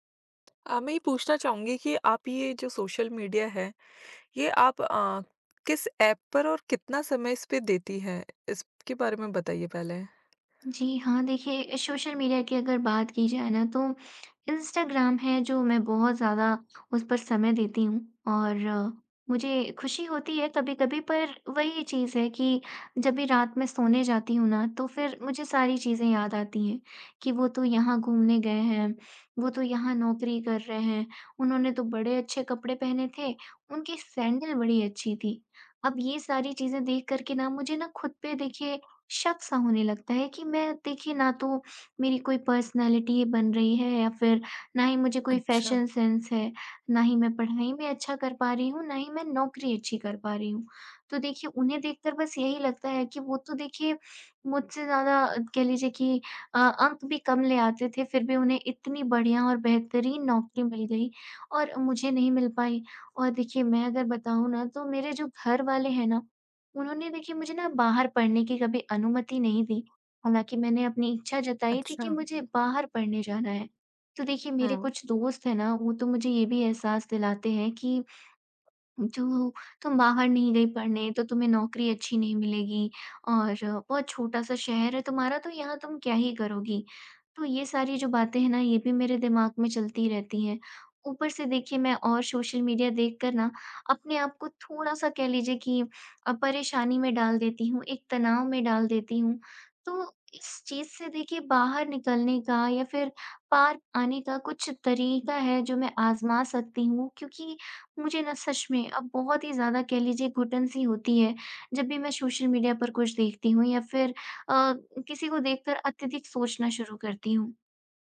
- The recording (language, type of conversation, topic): Hindi, advice, सोशल मीडिया पर दूसरों से तुलना करने के कारण आपको अपनी काबिलियत पर शक क्यों होने लगता है?
- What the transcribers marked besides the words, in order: tapping; in English: "पर्सनैलिटी"; in English: "फैशन सेंस"